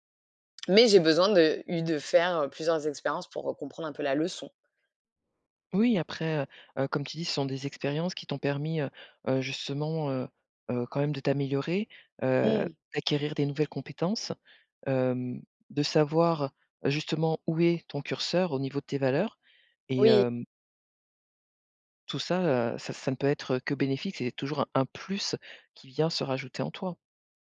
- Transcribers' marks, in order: none
- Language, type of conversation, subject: French, podcast, Comment les réseaux sociaux influencent-ils nos envies de changement ?